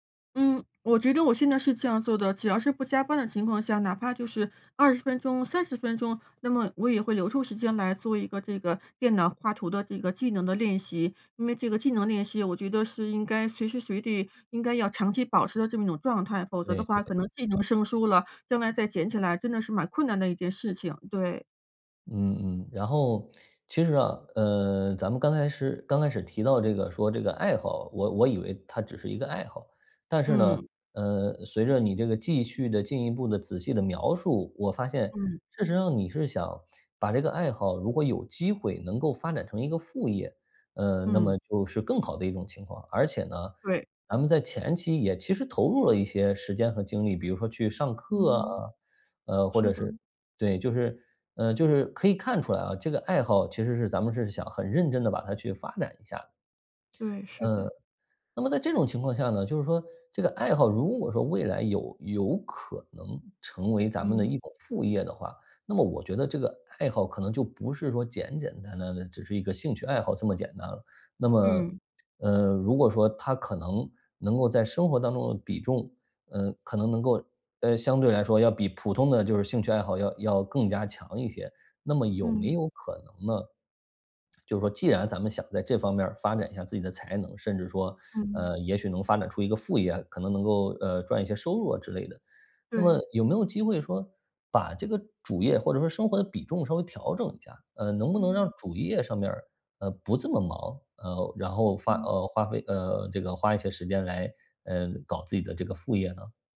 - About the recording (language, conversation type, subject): Chinese, advice, 如何在时间不够的情况下坚持自己的爱好？
- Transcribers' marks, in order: other background noise